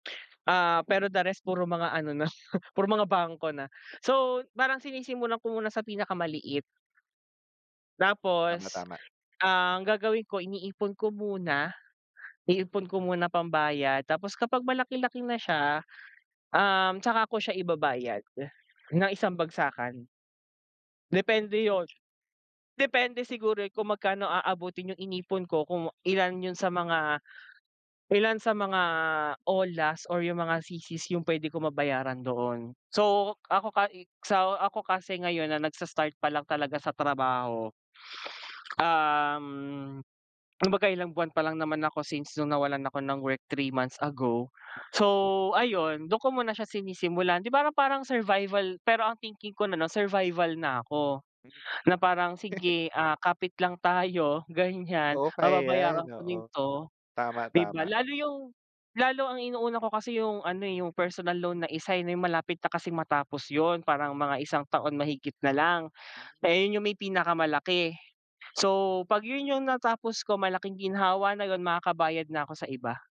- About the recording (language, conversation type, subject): Filipino, unstructured, Ano ang pumapasok sa isip mo kapag may utang kang kailangan nang bayaran?
- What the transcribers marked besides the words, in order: laughing while speaking: "na"; chuckle